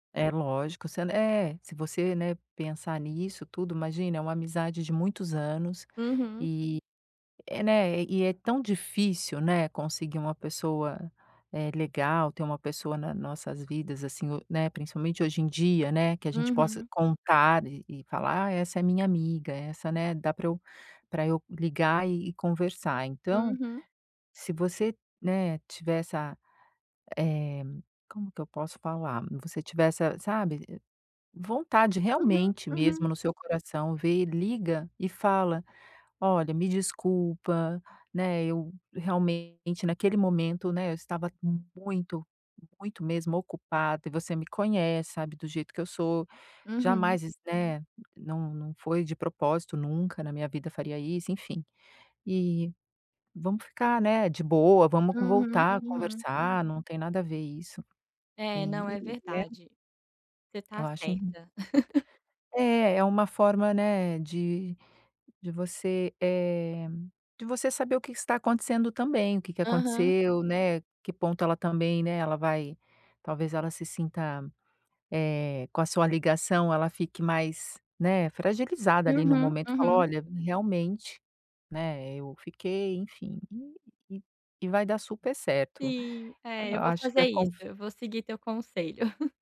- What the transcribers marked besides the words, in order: tapping; chuckle
- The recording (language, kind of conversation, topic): Portuguese, advice, Como lidar com uma amizade de infância que mudou com o tempo e se afastou?